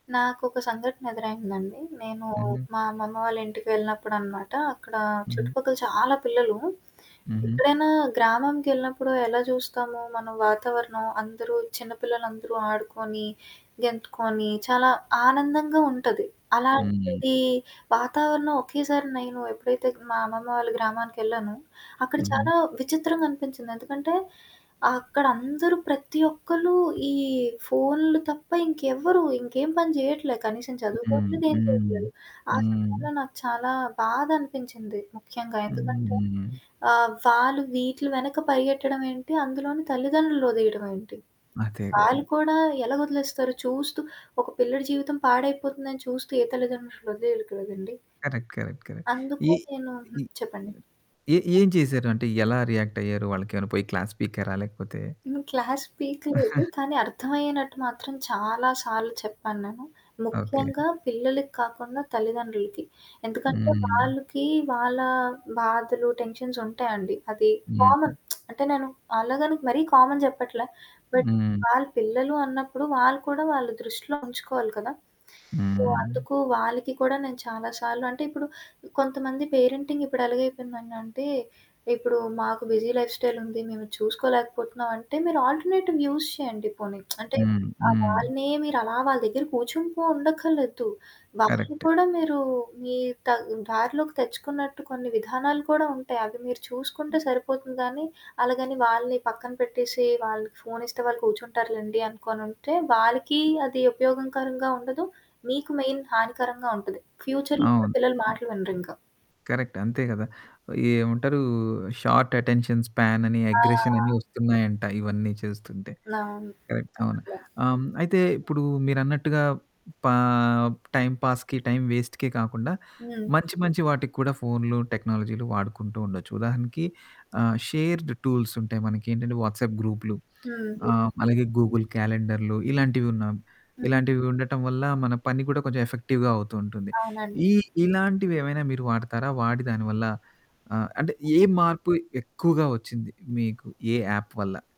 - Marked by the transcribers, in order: static; distorted speech; other background noise; in English: "కరెక్ట్ కరెక్ట్ కరెక్ట్"; in English: "రియాక్ట్"; in English: "క్లాస్"; in English: "క్లాస్"; giggle; in English: "టెన్షన్స్"; in English: "కామన్"; lip smack; in English: "కామన్"; in English: "బట్"; in English: "సో"; in English: "పేరెంటింగ్"; in English: "బిజీ లైఫ్ స్టైల్"; in English: "ఆల్టర్నేటివ్ యూజ్"; lip smack; in English: "కరెక్ట్"; in English: "మెయిన్"; in English: "ఫ్యూచర్‌లొ"; in English: "కరెక్ట్"; in English: "షార్ట్ అటెన్షన్ స్పాన్"; in English: "అగ్రెషన్"; in English: "కరెక్ట్"; in English: "టైం పాాస్‌కి, టైమ్ వేస్ట్‌కె"; in English: "షేర్డ్ టూల్స్"; in English: "వాట్సాప్"; in English: "గూగుల్"; in English: "ఎఫెక్టివ్‌గా"; in English: "యాప్"
- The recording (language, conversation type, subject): Telugu, podcast, మీరు మీ పిల్లలతో లేదా కుటుంబంతో కలిసి పనులను పంచుకుని నిర్వహించడానికి ఏవైనా సాధనాలు ఉపయోగిస్తారా?
- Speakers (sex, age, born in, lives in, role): female, 18-19, India, India, guest; male, 40-44, India, India, host